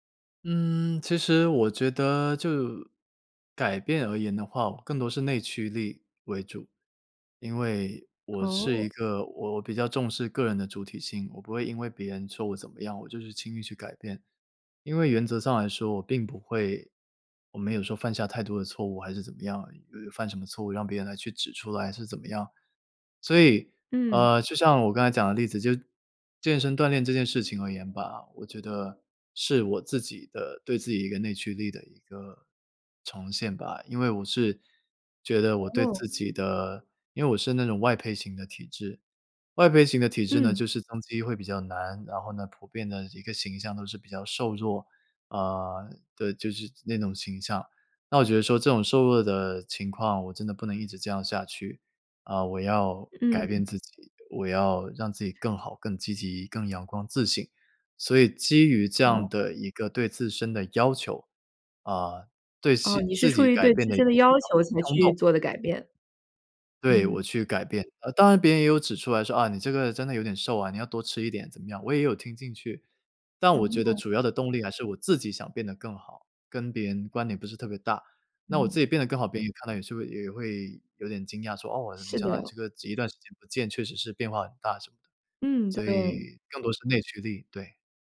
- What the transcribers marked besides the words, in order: "上" said as "丧"; other background noise; unintelligible speech
- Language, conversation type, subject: Chinese, podcast, 怎样用行动证明自己的改变？